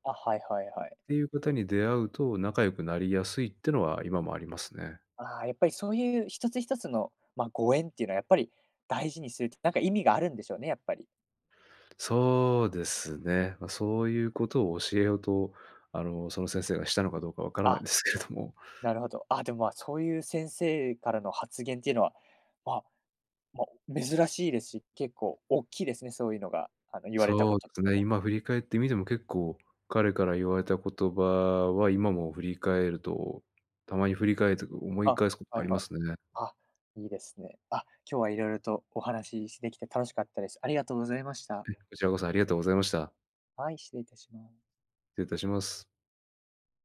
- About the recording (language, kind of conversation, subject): Japanese, podcast, 誰かの一言で人生が変わった経験はありますか？
- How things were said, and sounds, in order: none